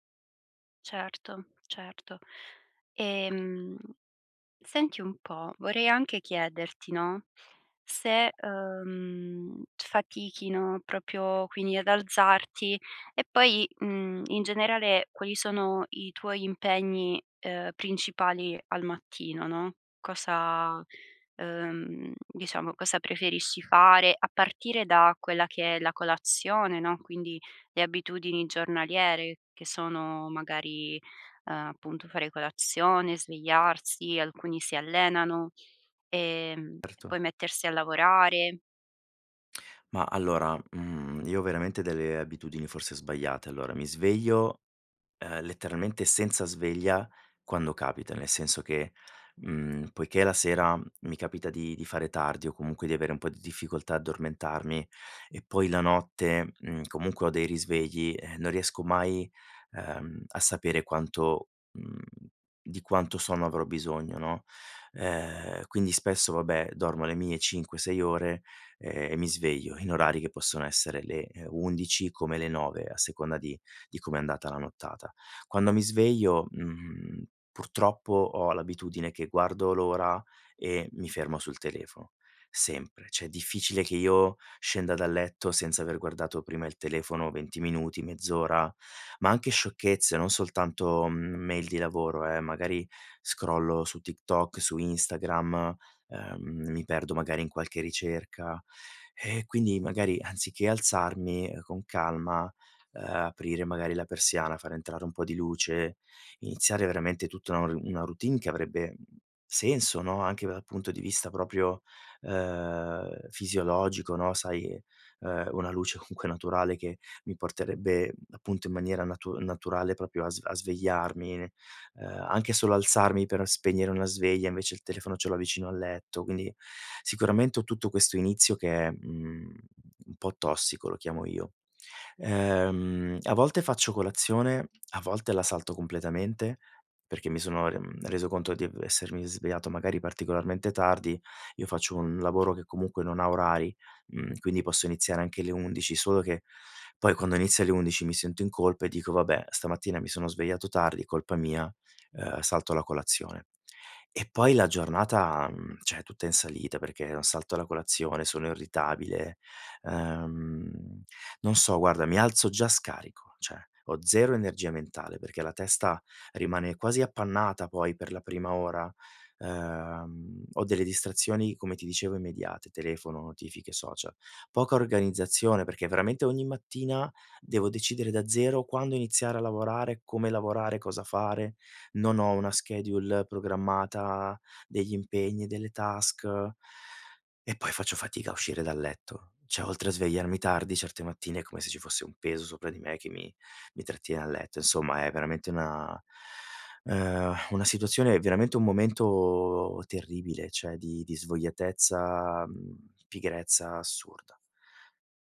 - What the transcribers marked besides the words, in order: "proprio" said as "propio"; "Cioè" said as "ceh"; in English: "scrollo"; other background noise; "proprio" said as "propio"; "proprio" said as "propio"; "cioè" said as "ceh"; in English: "schedule"; in English: "task"; "Cioè" said as "ceh"; inhale; "cioè" said as "ceh"
- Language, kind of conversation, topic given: Italian, advice, Perché faccio fatica a mantenere una routine mattutina?